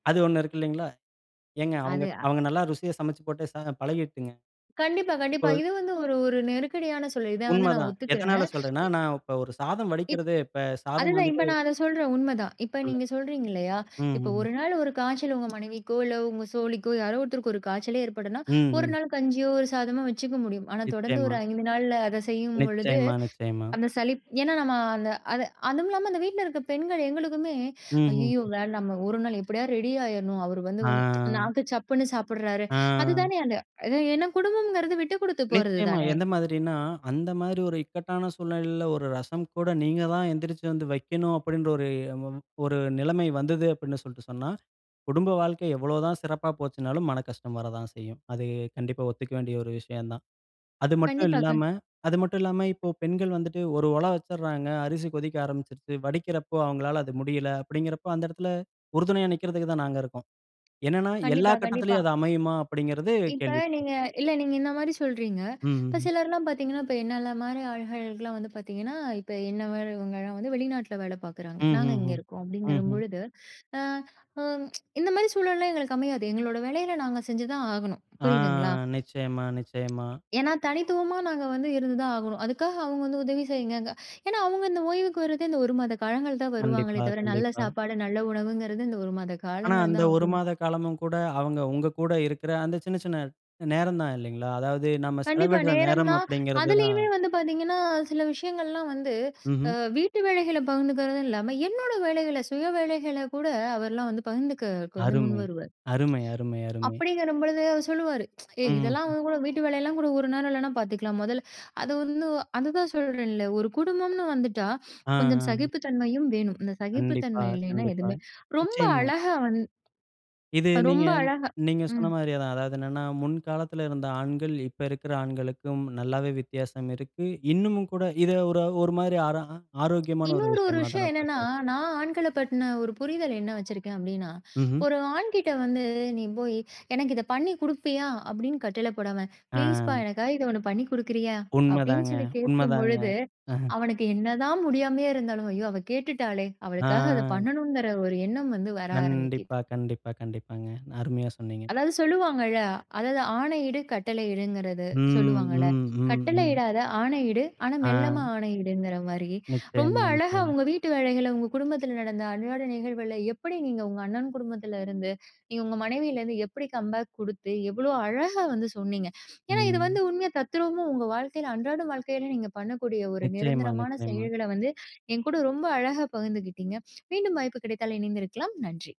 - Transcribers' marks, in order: other background noise; trusting: "கண்டிப்பா, கண்டிப்பா. இது வந்து ஒரு ஒரு நெருக்கடியான சூழல். இதை வந்து நான் ஒத்துக்கறேன்"; other noise; "இப்ப" said as "இம்ப"; tapping; "தோழிக்கோ" said as "சோலிக்கோ"; background speech; drawn out: "ஆ"; tsk; drawn out: "ஆ"; trusting: "அது மட்டும் இல்லாம இப்போ பெண்கள் … நிக்கிறதுக்குதான் நாங்க இருக்கோம்"; "என்ன" said as "என்னெல்ல"; tsk; drawn out: "ஆ!"; "பகிர்ந்துக்கறதுக்கு" said as "பகிர்ந்துக்கக்கு"; "பத்தின" said as "பட்ன"; drawn out: "ஆ"; chuckle; drawn out: "ஆ"; "நிகழ்வுகள" said as "நிகழ்வள்ள"; "அழகா" said as "பகிர்ந்துக்கிட்டீங்க"
- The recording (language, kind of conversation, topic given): Tamil, podcast, வீட்டு வேலையைப் பற்றி குடும்பத்தின் எதிர்பார்ப்புகளை நீங்கள் எப்படி சமநிலைப்படுத்த முயற்சிப்பீர்கள்?